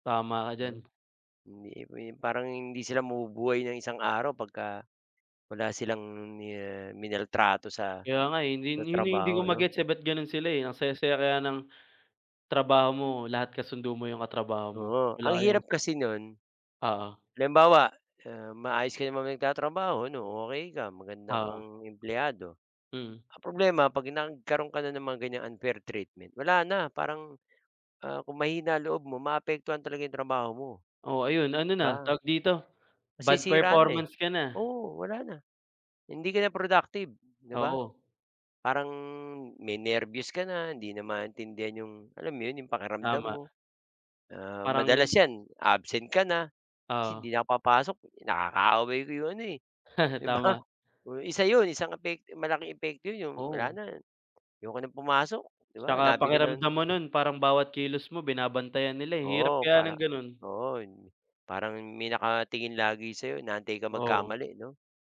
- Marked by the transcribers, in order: other background noise; tapping; laugh
- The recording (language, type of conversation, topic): Filipino, unstructured, Paano mo nilalabanan ang hindi patas na pagtrato sa trabaho?